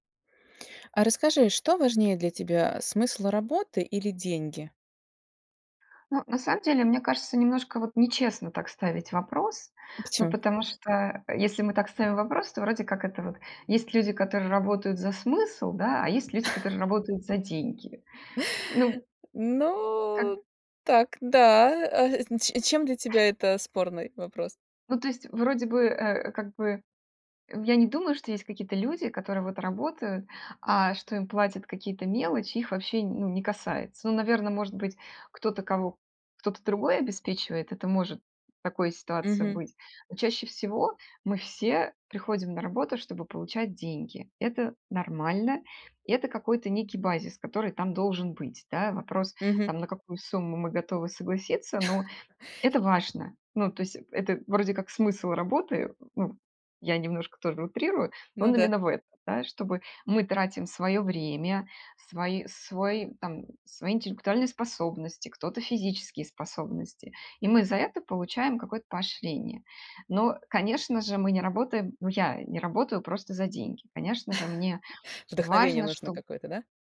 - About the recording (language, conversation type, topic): Russian, podcast, Что для тебя важнее — смысл работы или деньги?
- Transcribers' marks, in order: tapping; chuckle; laughing while speaking: "Угу"; chuckle; chuckle